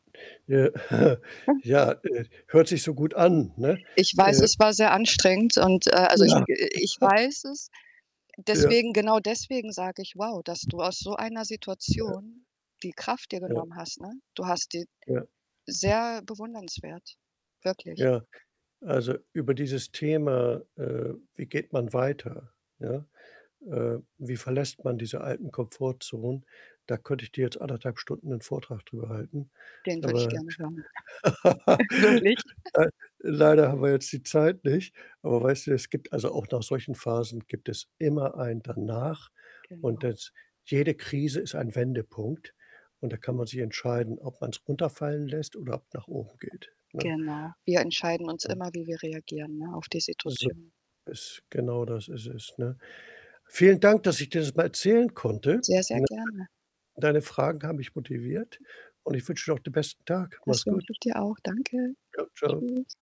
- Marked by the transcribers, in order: static; chuckle; distorted speech; unintelligible speech; chuckle; other background noise; laugh; snort; chuckle; unintelligible speech
- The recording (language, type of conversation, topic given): German, advice, Welche einschränkende Gesundheitsdiagnose haben Sie, und wie beeinflusst sie Ihren Lebensstil sowie Ihre Pläne?